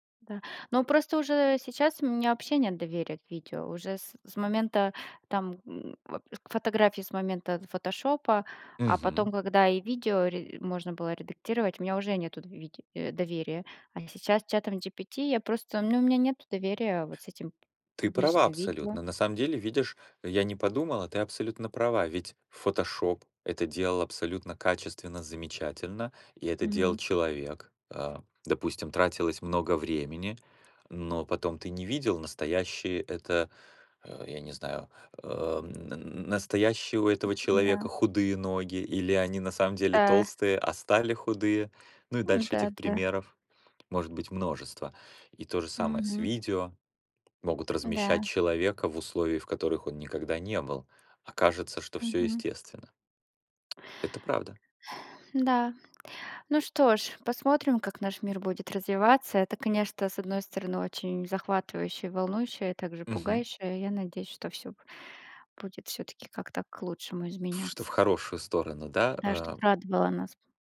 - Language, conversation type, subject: Russian, unstructured, Что нового в технологиях тебя больше всего радует?
- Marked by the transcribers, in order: grunt; tapping; other background noise; grunt